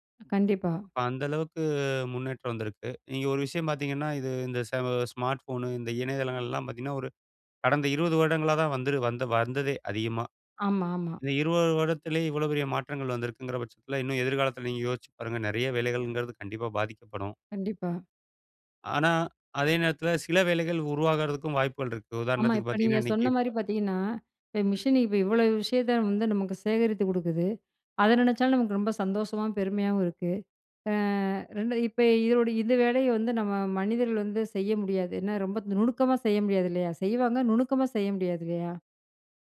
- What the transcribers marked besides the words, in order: other background noise; in English: "ஸ்மார்ட ஃபோன்"; in English: "மிஷினு"
- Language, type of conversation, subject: Tamil, podcast, எதிர்காலத்தில் செயற்கை நுண்ணறிவு நம் வாழ்க்கையை எப்படிப் மாற்றும்?